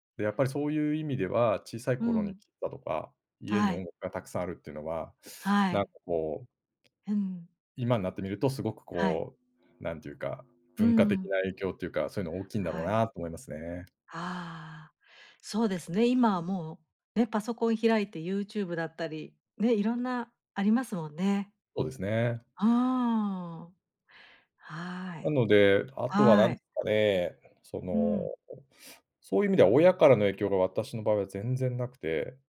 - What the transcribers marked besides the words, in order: other noise
- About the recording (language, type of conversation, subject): Japanese, podcast, 親や家族の音楽の影響を感じることはありますか？